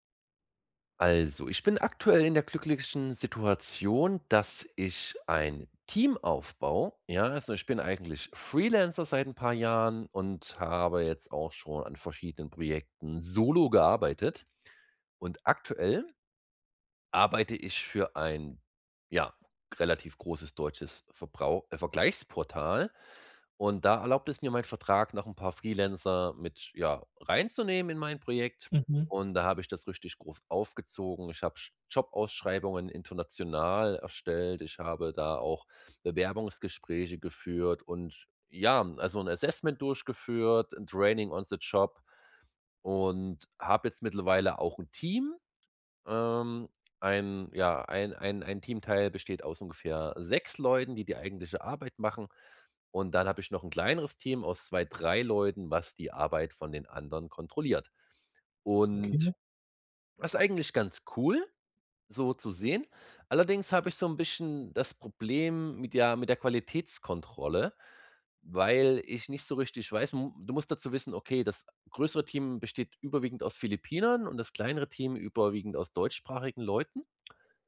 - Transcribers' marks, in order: "international" said as "intonational"
- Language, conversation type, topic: German, advice, Wie kann ich Aufgaben richtig delegieren, damit ich Zeit spare und die Arbeit zuverlässig erledigt wird?